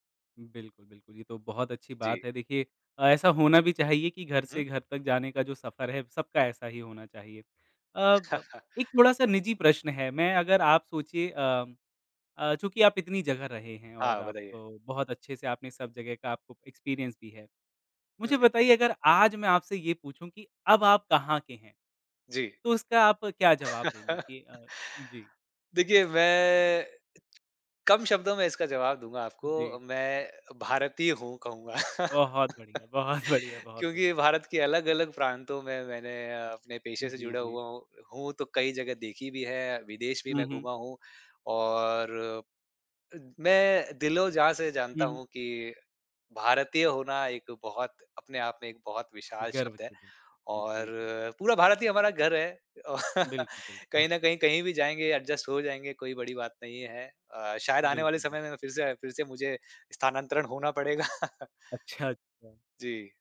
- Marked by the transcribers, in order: chuckle; in English: "एक्सपीरियंस"; chuckle; chuckle; laughing while speaking: "बहुत"; tapping; chuckle; in English: "एडजस्ट"; unintelligible speech; chuckle
- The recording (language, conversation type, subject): Hindi, podcast, प्रवास के दौरान आपको सबसे बड़ी मुश्किल क्या लगी?